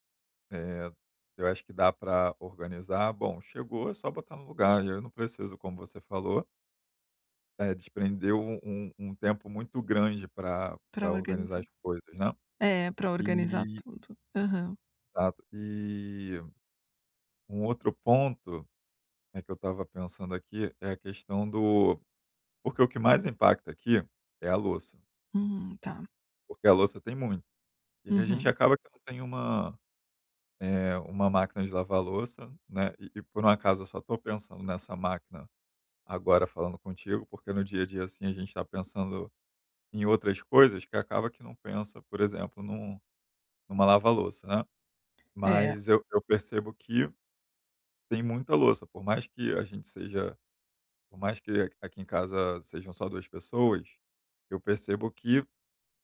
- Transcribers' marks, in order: none
- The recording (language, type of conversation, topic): Portuguese, advice, Como lidar com um(a) parceiro(a) que critica constantemente minhas atitudes?